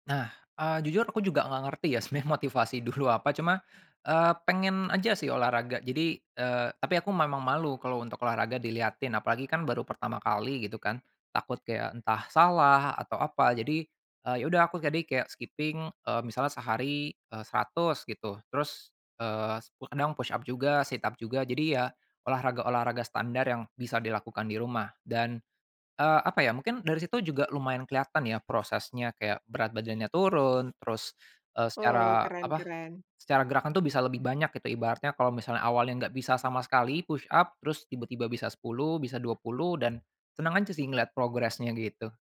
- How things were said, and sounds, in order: laughing while speaking: "sebenarnya motivasi dulu"; in English: "skipping"; in English: "push-up"; in English: "sit-up"; in English: "push-up"
- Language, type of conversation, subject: Indonesian, podcast, Bagaimana pengalamanmu membentuk kebiasaan olahraga rutin?